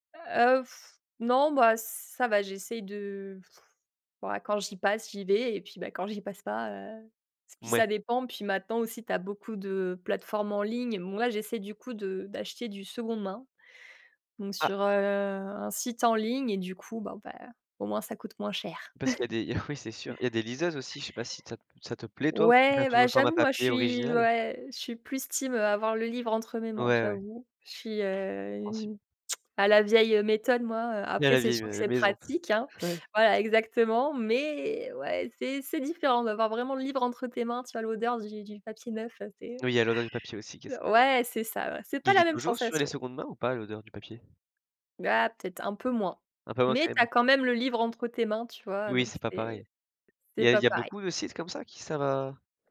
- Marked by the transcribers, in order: gasp; laugh; put-on voice: "team"; tongue click; chuckle
- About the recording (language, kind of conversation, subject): French, podcast, Comment choisis-tu un livre quand tu vas en librairie ?